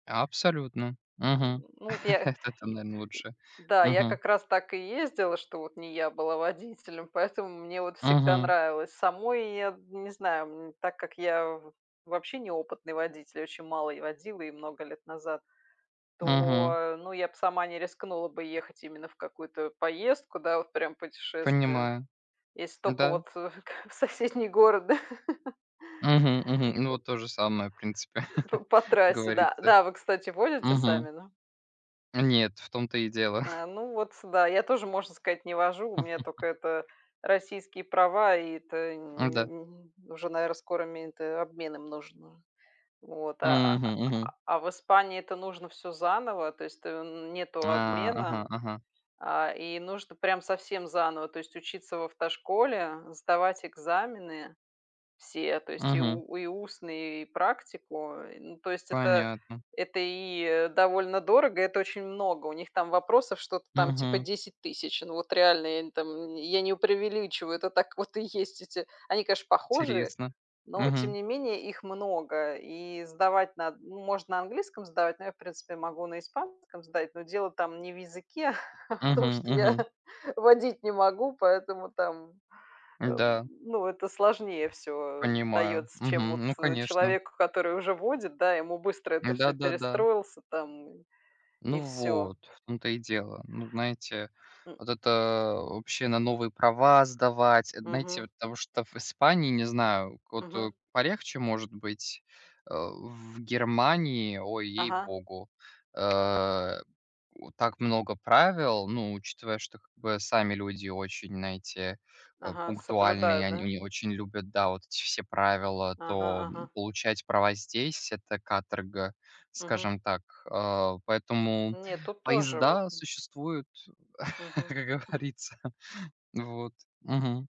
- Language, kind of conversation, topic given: Russian, unstructured, Вы бы выбрали путешествие на машине или на поезде?
- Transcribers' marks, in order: chuckle; chuckle; chuckle; chuckle; chuckle; tapping; other background noise; laughing while speaking: "а в том, что я"; chuckle; laughing while speaking: "как говорится"